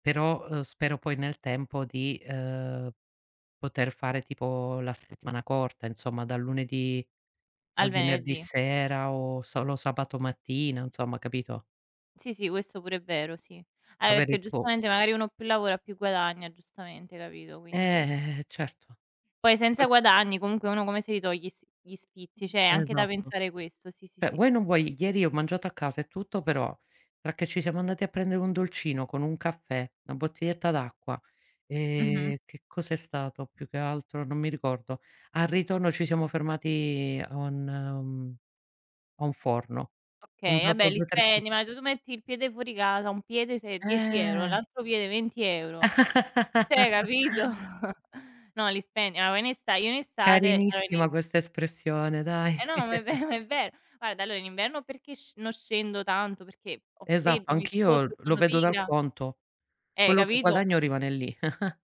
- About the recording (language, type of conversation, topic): Italian, unstructured, Come bilanci il tuo tempo tra lavoro e tempo libero?
- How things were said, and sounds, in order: "Cioè" said as "ceh"; chuckle; "cioè" said as "ceh"; chuckle; unintelligible speech; chuckle; chuckle